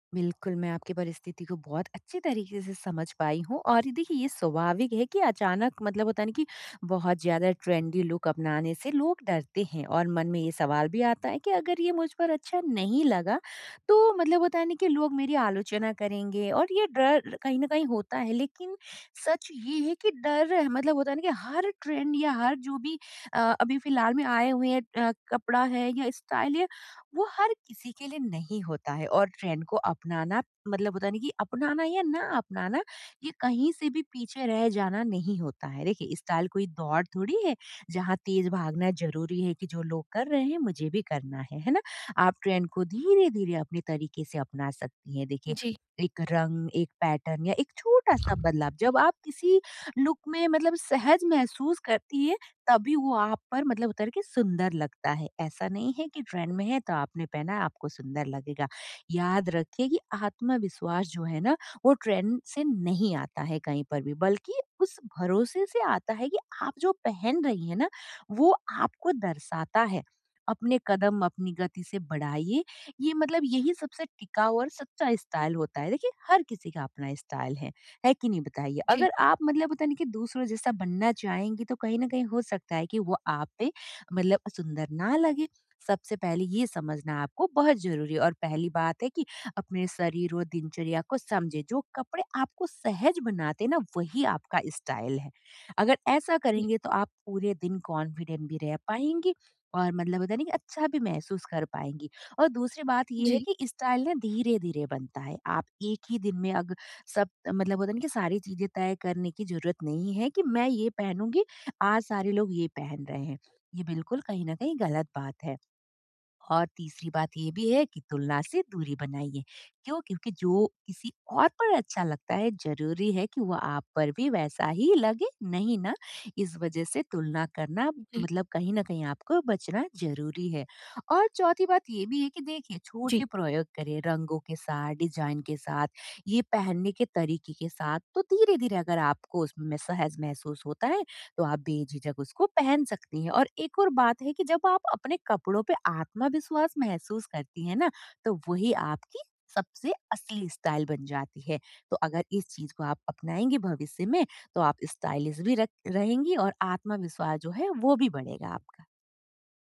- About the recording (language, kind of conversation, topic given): Hindi, advice, अपना स्टाइल खोजने के लिए मुझे आत्मविश्वास और सही मार्गदर्शन कैसे मिल सकता है?
- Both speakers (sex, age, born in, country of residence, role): female, 30-34, India, India, advisor; female, 35-39, India, India, user
- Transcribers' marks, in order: tapping; other background noise; in English: "ट्रेंडी लुक"; in English: "ट्रेंड"; in English: "स्टाइल"; in English: "ट्रेंड"; in English: "स्टाइल"; in English: "ट्रेंड"; in English: "लुक"; in English: "ट्रेंड"; in English: "ट्रेंड"; in English: "स्टाइल"; in English: "स्टाइल"; in English: "स्टाइल"; in English: "कॉन्फिडेंट"; in English: "स्टाइल"; in English: "डिजाइन"; in English: "स्टाइल"; in English: "स्टाइलिस्ट"